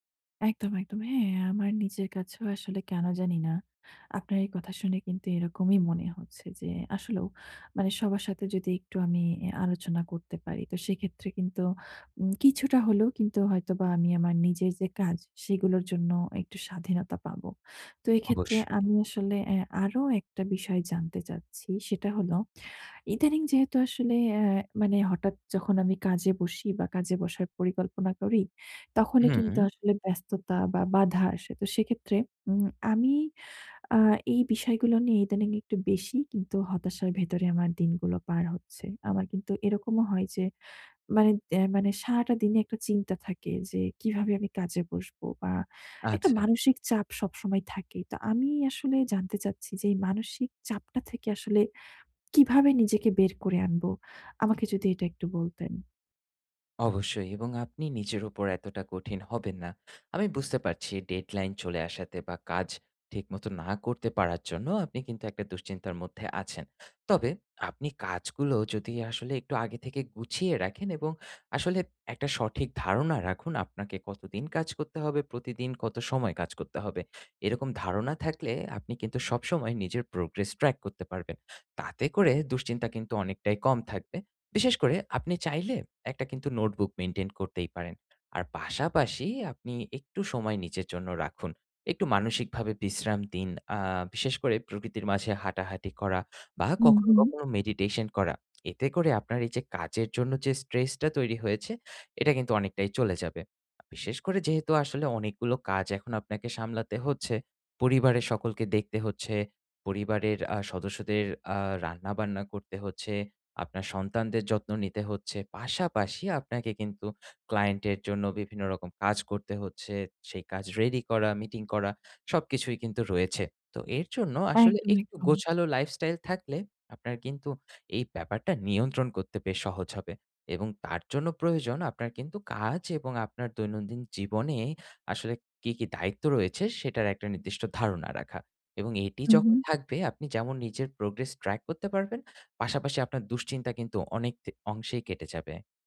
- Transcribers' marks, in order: tapping; in English: "deadline"; in English: "progress track"; in English: "notebook maintain"; lip smack
- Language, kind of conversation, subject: Bengali, advice, পরিকল্পনায় হঠাৎ ব্যস্ততা বা বাধা এলে আমি কীভাবে সামলাব?